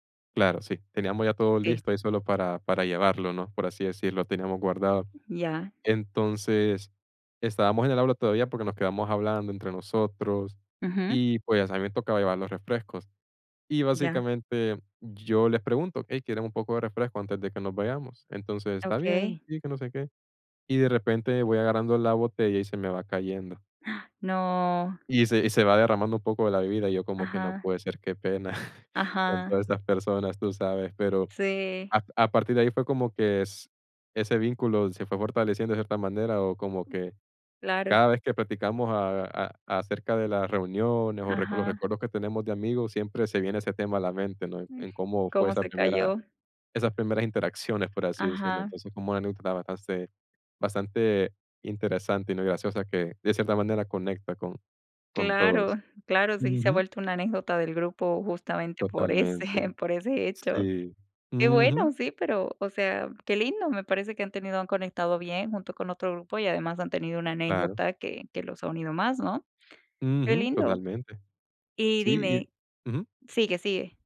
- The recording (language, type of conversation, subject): Spanish, podcast, ¿Cómo sueles conocer a gente nueva?
- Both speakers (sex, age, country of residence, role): female, 30-34, United States, host; male, 20-24, United States, guest
- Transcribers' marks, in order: tapping; gasp; chuckle; other noise; unintelligible speech; laughing while speaking: "ese"